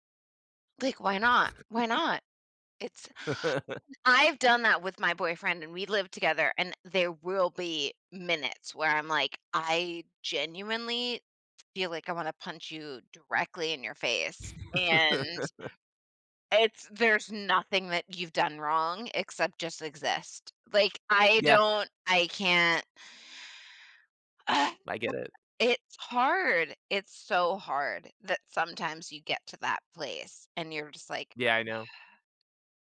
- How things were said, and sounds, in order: chuckle; inhale; laugh; laugh; inhale; sigh; exhale
- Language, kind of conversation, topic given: English, unstructured, How can I balance giving someone space while staying close to them?